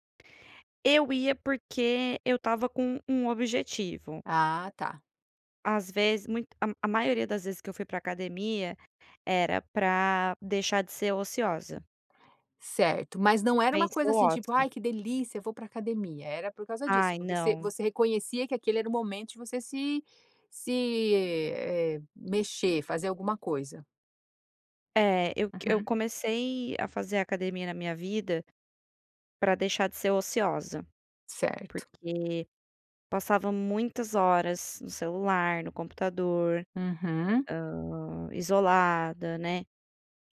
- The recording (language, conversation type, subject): Portuguese, podcast, Como você cria disciplina para se exercitar regularmente?
- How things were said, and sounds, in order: none